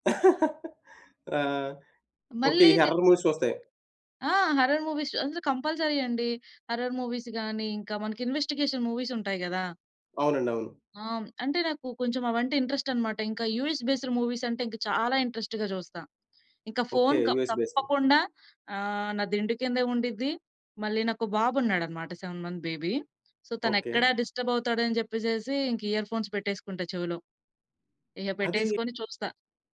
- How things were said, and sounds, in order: laugh; in English: "హారర్ మూవీస్"; tapping; in English: "హారర్ మూవీస్"; in English: "కంపల్సరీ"; in English: "హారర్ మూవీస్"; in English: "ఇన్వెస్టిగేషన్ మూవీస్"; in English: "ఇంట్రెస్ట్"; in English: "యూఎస్ బేస్డ్ మూవీస్"; in English: "ఇంట్రెస్ట్‌గా"; in English: "యూఎస్ బేస్డ్"; in English: "సెవెన్ మంత్స్ బేబీ. సో"; in English: "డిస్టర్బ్"; in English: "ఇయర్‌ఫోన్స్"
- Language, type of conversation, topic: Telugu, podcast, రాత్రి ఫోన్‌ను పడకగదిలో ఉంచుకోవడం గురించి మీ అభిప్రాయం ఏమిటి?